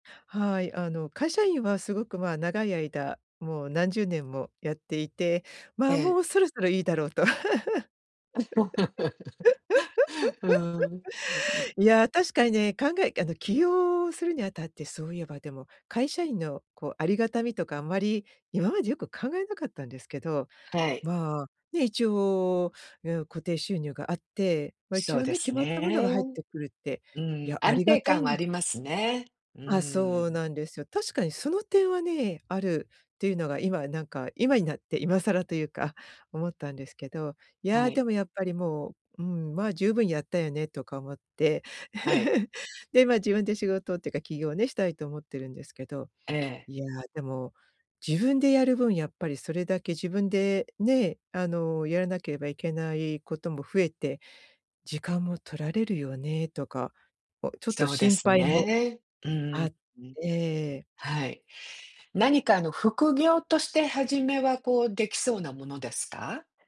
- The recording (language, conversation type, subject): Japanese, advice, 起業家として時間管理と健康をどう両立できますか？
- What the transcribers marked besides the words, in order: laugh; laugh